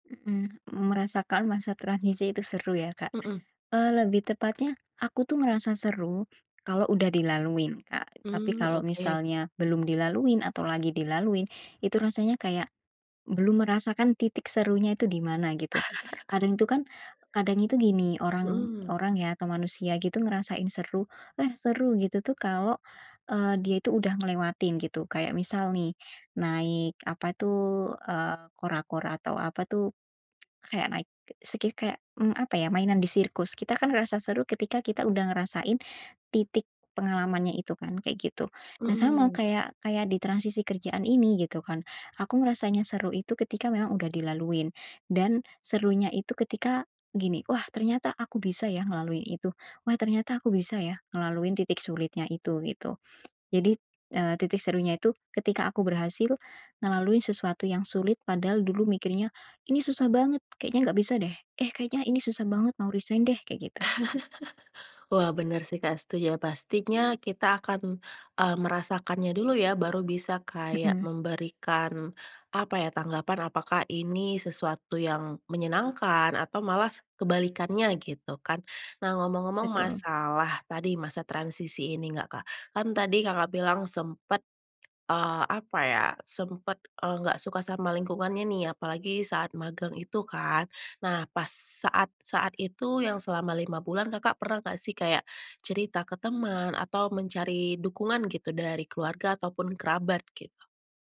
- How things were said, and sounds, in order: chuckle; tsk; other background noise; in English: "resign"; laugh
- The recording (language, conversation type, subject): Indonesian, podcast, Bagaimana kamu tetap termotivasi saat menjalani masa transisi?
- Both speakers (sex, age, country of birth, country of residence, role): female, 20-24, Indonesia, Indonesia, guest; female, 30-34, Indonesia, Indonesia, host